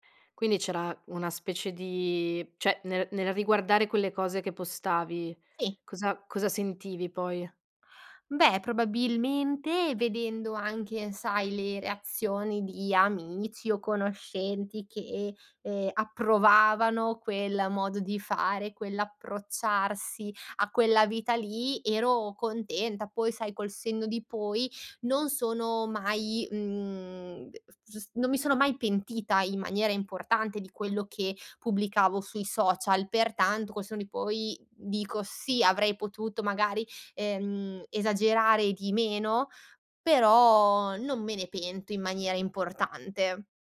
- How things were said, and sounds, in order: "cioè" said as "ceh"
- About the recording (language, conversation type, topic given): Italian, podcast, Cosa fai per proteggere la tua reputazione digitale?